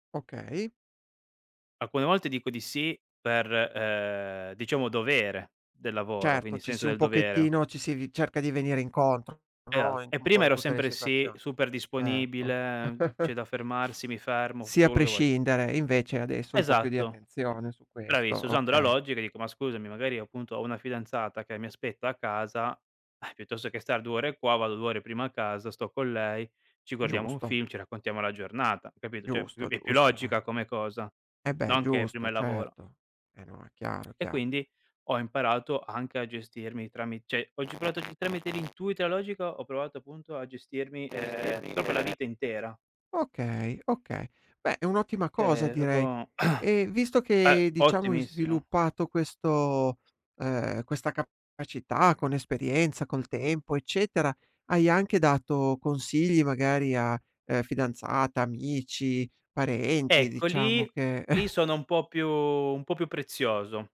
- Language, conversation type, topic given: Italian, podcast, Come reagisci quando l’intuito va in contrasto con la logica?
- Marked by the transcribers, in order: chuckle; other background noise; tapping; chuckle; "Cioè" said as "ceh"; "cioè" said as "ceh"; unintelligible speech; "Cioè" said as "ceh"; "proprio" said as "propo"; throat clearing; chuckle